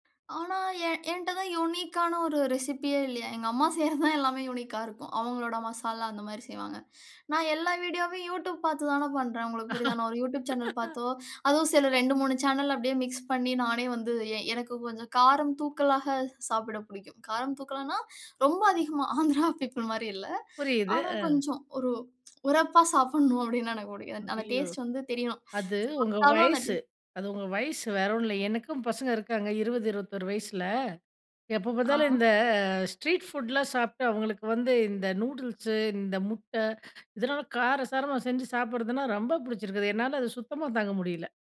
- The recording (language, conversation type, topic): Tamil, podcast, சமையல் அல்லது அடுப்பில் சுட்டுப் பொரியல் செய்வதை மீண்டும் ஒரு பொழுதுபோக்காகத் தொடங்க வேண்டும் என்று உங்களுக்கு எப்படி எண்ணம் வந்தது?
- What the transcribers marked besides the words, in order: in English: "ரெசிபியே"; laugh; in English: "மிக்ஸ்"; laughing while speaking: "ஆந்திரா பீப்பிள்"; lip trill; in English: "ஸ்ட்ரீட் ஃபுட்லாம்"